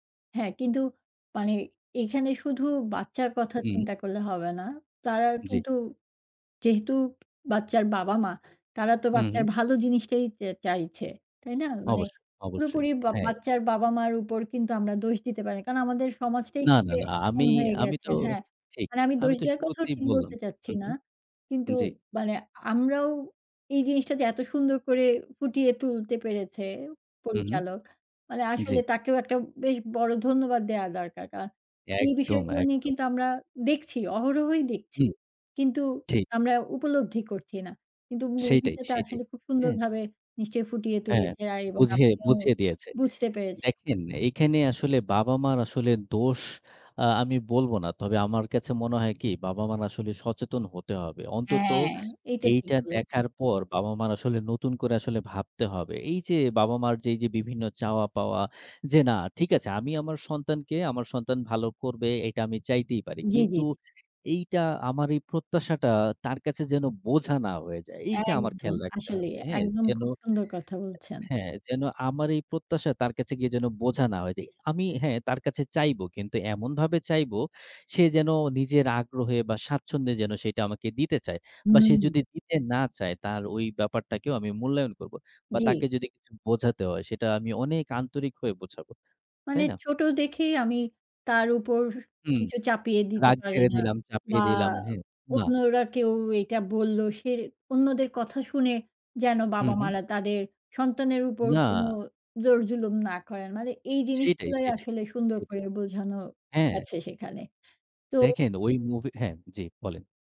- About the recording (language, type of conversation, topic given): Bengali, podcast, কোন সিনেমা তোমার আবেগকে গভীরভাবে স্পর্শ করেছে?
- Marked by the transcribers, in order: "কিন্তু" said as "কিরে"; other background noise; "হয়" said as "অয়"; "ছোটো" said as "চোট"